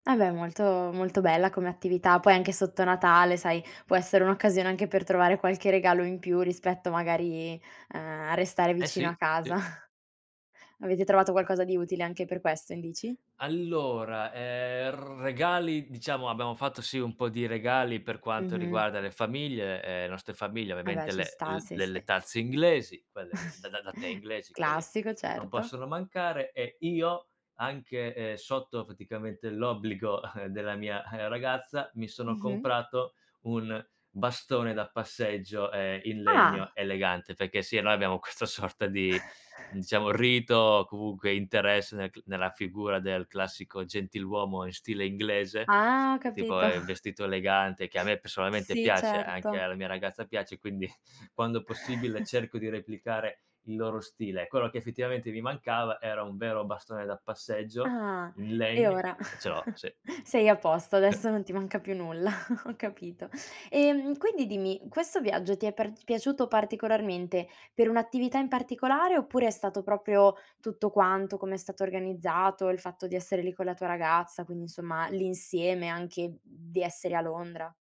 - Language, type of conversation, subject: Italian, podcast, Mi racconti di un viaggio che ti ha cambiato la vita?
- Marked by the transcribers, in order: drawn out: "a"; tapping; chuckle; "abbiamo" said as "abbamo"; "nostre" said as "noste"; other background noise; chuckle; "praticamente" said as "paticamente"; chuckle; laughing while speaking: "questa sorta"; chuckle; chuckle; chuckle; "proprio" said as "propio"